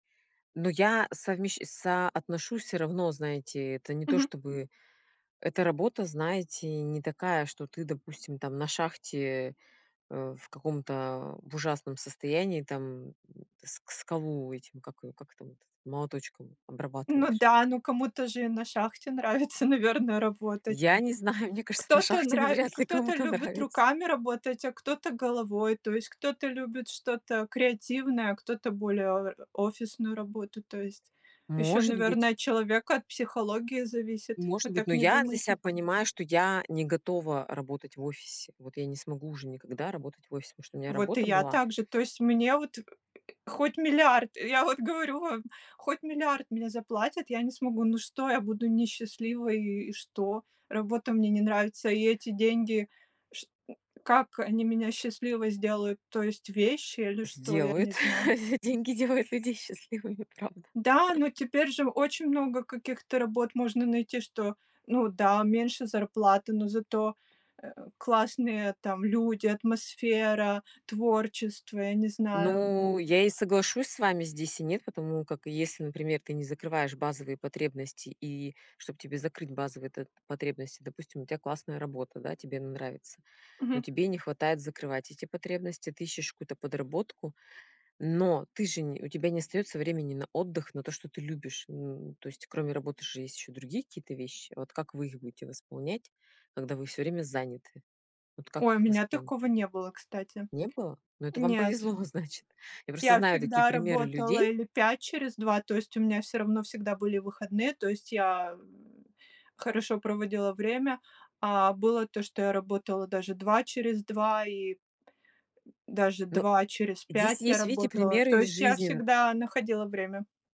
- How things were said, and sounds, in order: laughing while speaking: "нравится"; laughing while speaking: "Я не знаю, мне кажется, на шахте навряд ли кому-то нравится"; tapping; other background noise; laughing while speaking: "деньги делают людей счастливыми, правда"; laughing while speaking: "повезло"
- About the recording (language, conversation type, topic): Russian, unstructured, Как вы выбираете между высокой зарплатой и интересной работой?